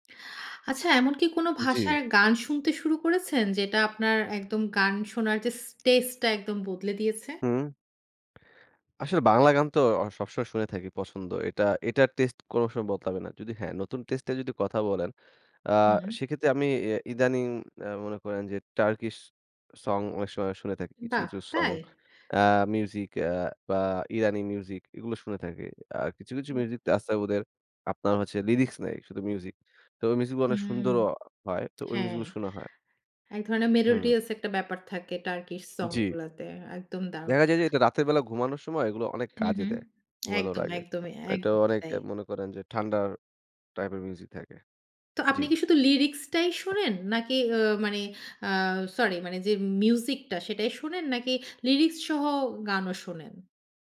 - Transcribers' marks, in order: other background noise
- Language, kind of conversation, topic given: Bengali, podcast, কোন ভাষার গান শুনতে শুরু করার পর আপনার গানের স্বাদ বদলে গেছে?